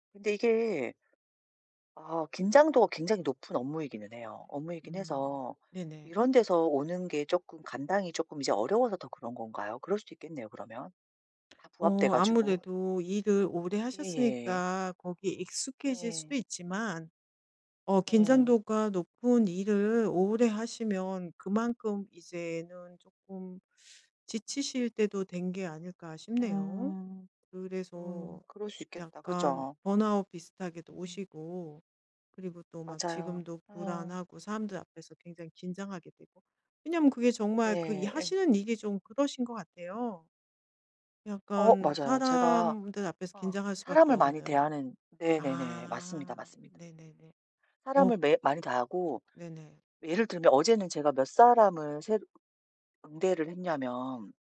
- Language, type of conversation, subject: Korean, advice, 사람들 앞에서 긴장하거나 불안할 때 어떻게 대처하면 도움이 될까요?
- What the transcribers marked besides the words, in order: other background noise; tapping